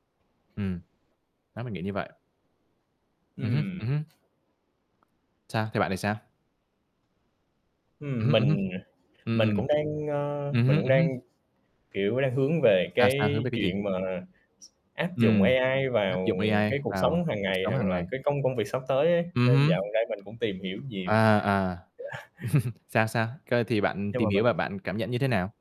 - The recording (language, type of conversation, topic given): Vietnamese, unstructured, Bạn nghĩ giáo dục trong tương lai sẽ thay đổi như thế nào nhờ công nghệ?
- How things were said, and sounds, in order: static; other background noise; distorted speech; chuckle; other noise